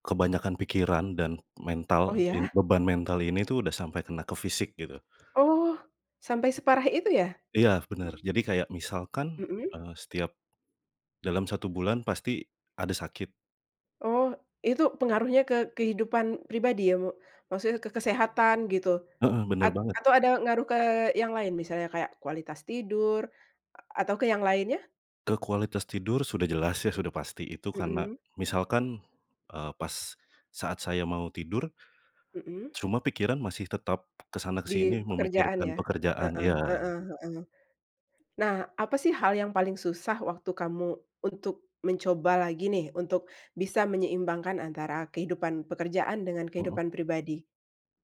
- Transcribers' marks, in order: other background noise; tapping
- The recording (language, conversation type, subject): Indonesian, podcast, Bagaimana cara menyeimbangkan pekerjaan dan kehidupan pribadi menurutmu?